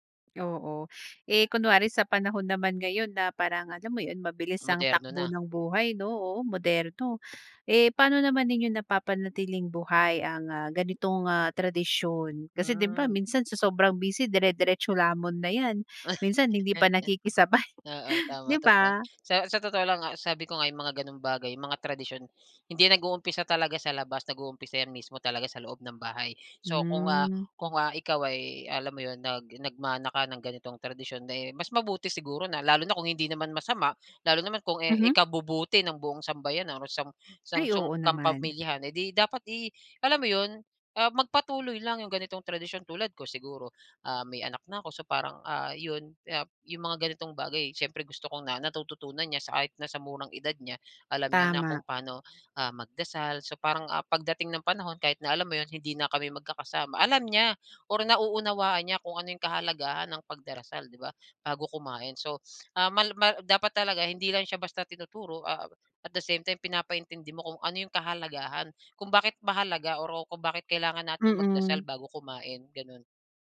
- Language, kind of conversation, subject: Filipino, podcast, Ano ang kahalagahan sa inyo ng pagdarasal bago kumain?
- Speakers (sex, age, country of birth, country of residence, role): female, 30-34, Philippines, Philippines, host; male, 35-39, Philippines, Philippines, guest
- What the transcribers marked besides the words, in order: chuckle; chuckle; "kapamilyahan" said as "kampamilyahan"